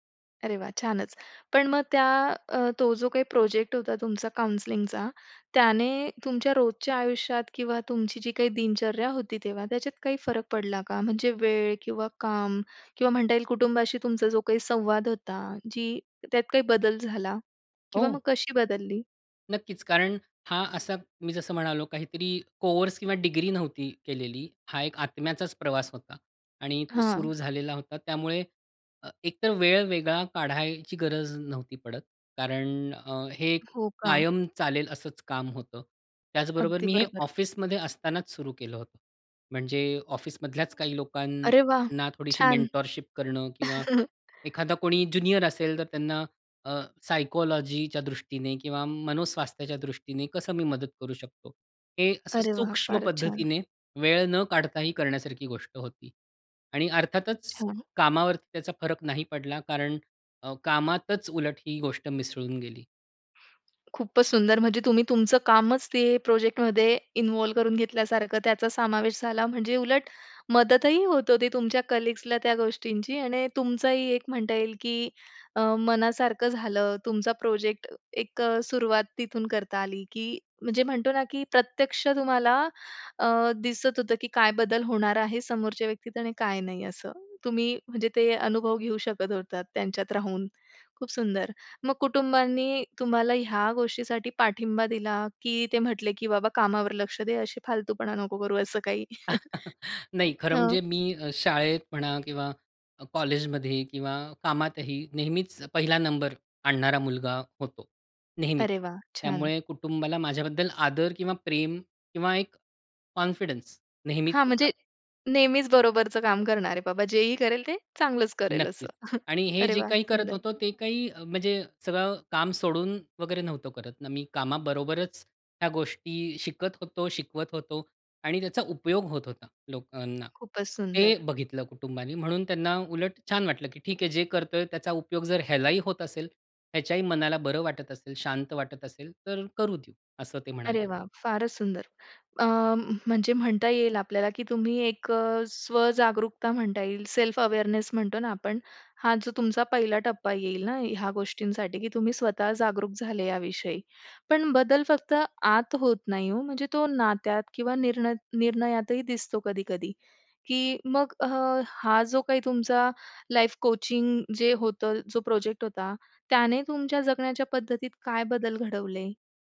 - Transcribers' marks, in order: tapping; in English: "काउंसलिंगचा"; other background noise; in English: "मेंटरशिप"; chuckle; in English: "कलीग्सला"; chuckle; in English: "कॉन्फिडन्स"; chuckle; in English: "सेल्फ अवेअरनेस"; in English: "लाईफ कोचिंग"
- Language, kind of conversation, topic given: Marathi, podcast, या उपक्रमामुळे तुमच्या आयुष्यात नेमका काय बदल झाला?